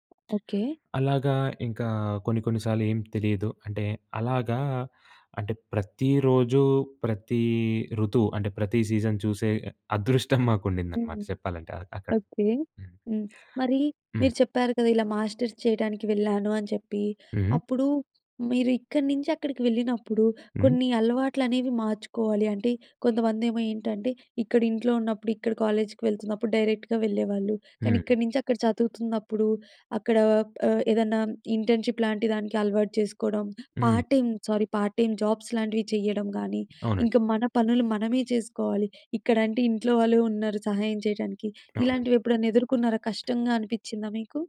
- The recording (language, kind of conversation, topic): Telugu, podcast, వలస వెళ్లినప్పుడు మీరు ఏదైనా కోల్పోయినట్టుగా అనిపించిందా?
- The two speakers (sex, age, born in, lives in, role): female, 20-24, India, India, host; male, 20-24, India, India, guest
- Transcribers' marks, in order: in English: "సీజన్"; in English: "మాస్టర్స్"; in English: "కాలేజ్‌కి"; in English: "డైరెక్ట్‌గా"; in English: "ఇంటర్న్‌షిప్"; in English: "పార్ట్ టైం, సారీ పార్ట్ టైమ్ జాబ్స్"